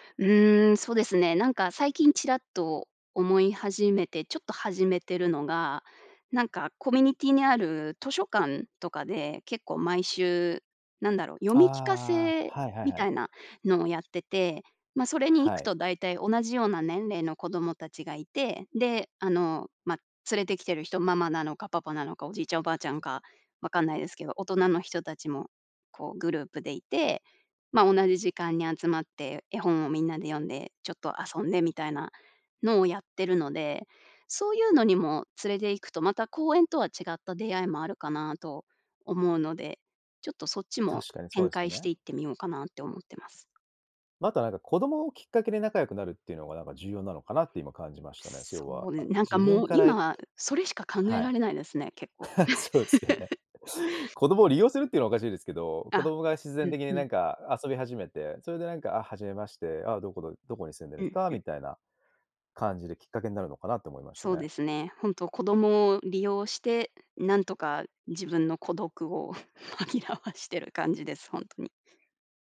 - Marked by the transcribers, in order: chuckle; laughing while speaking: "そうですよね"; laugh; chuckle; laughing while speaking: "紛らわしてる"
- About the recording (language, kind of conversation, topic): Japanese, podcast, 孤立を感じた経験はありますか？